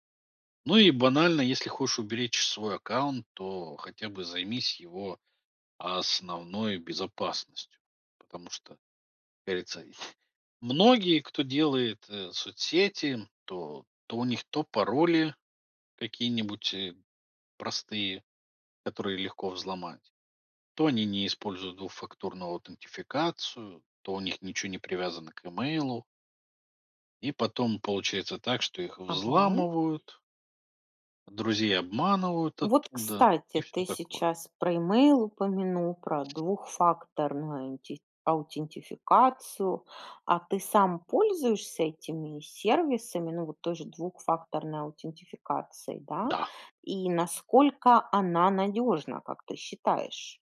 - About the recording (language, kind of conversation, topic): Russian, podcast, Как уберечь личные данные в соцсетях?
- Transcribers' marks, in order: "хочешь" said as "хошь"; blowing; tapping; other background noise